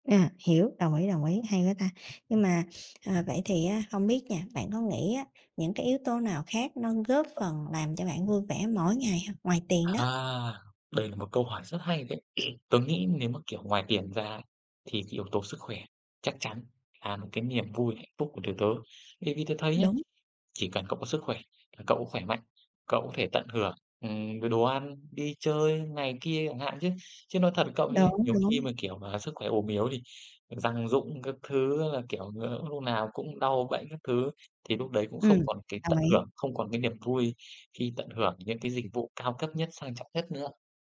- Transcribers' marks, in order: other background noise; tapping; throat clearing
- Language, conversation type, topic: Vietnamese, unstructured, Tiền bạc ảnh hưởng như thế nào đến hạnh phúc hằng ngày của bạn?